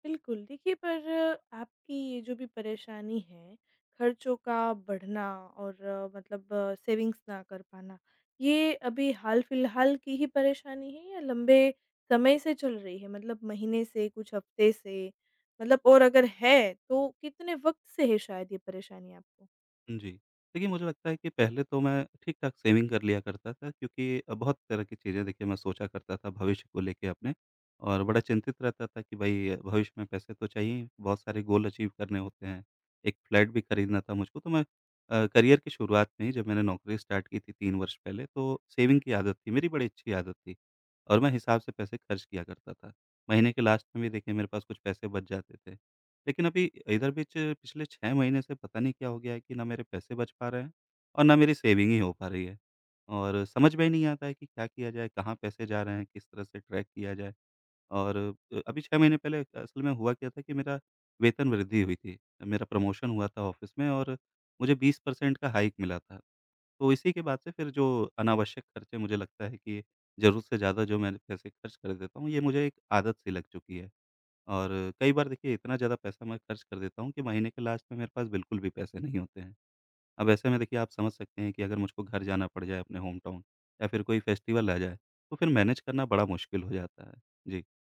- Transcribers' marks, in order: tapping; in English: "सेविंग्स"; in English: "सेविंग"; in English: "गोल अचीव"; in English: "फ्लैट"; in English: "करियर"; in English: "स्टार्ट"; in English: "सेविंग"; in English: "लास्ट"; in English: "सेविंग"; in English: "ट्रैक"; in English: "प्रमोशन"; in English: "ऑफिस"; in English: "परसेंट"; in English: "हाइक"; in English: "लास्ट"; in English: "होमटाउन"; in English: "फेस्टिवल"; in English: "मैनेज"
- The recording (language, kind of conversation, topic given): Hindi, advice, मासिक खर्चों का हिसाब न रखने की आदत के कारण आपको किस बात का पछतावा होता है?